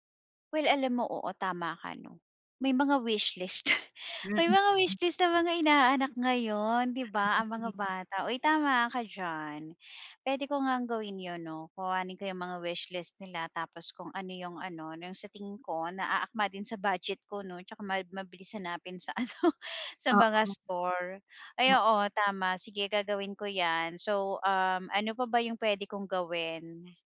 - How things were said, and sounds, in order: laugh; laugh
- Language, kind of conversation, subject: Filipino, advice, Bakit ako nalilito kapag napakaraming pagpipilian sa pamimili?